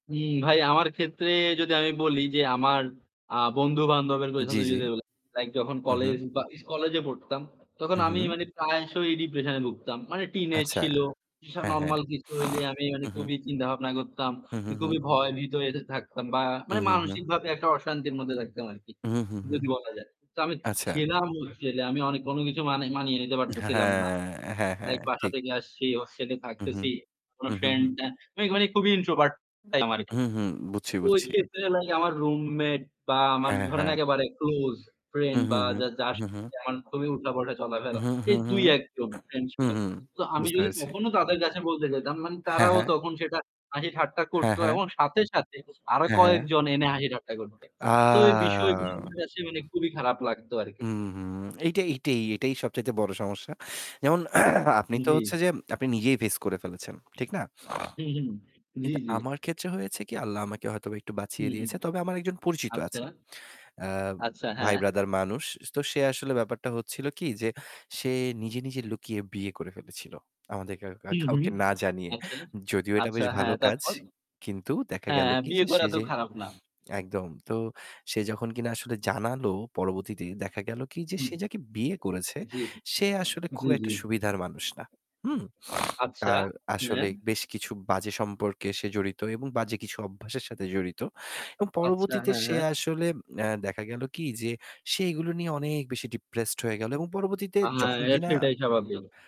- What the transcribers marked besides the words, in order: static; distorted speech; other background noise; "এসব" said as "এস"; throat clearing; laughing while speaking: "খাওকে না জানিয়ে"; "কাউকে" said as "খাওকে"; "হ্যাঁ" said as "ন্যা"; "এবং" said as "এং"
- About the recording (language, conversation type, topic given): Bengali, unstructured, কেন অনেকেই মনে করেন যে মানুষ মানসিক সমস্যাগুলো লুকিয়ে রাখে?